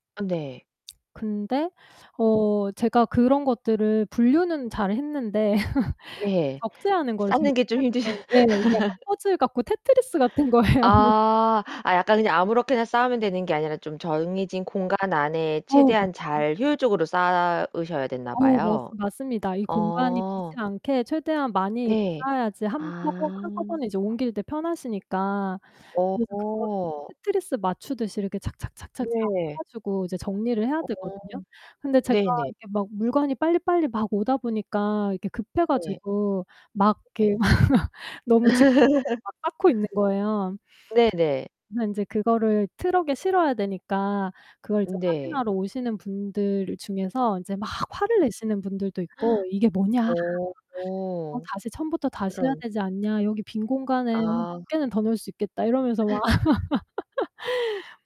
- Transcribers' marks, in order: laugh; distorted speech; laughing while speaking: "힘드셔"; laugh; laughing while speaking: "거예요"; other background noise; laugh; gasp; gasp; laugh
- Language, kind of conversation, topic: Korean, podcast, 일하면서 가장 크게 배운 한 가지는 무엇인가요?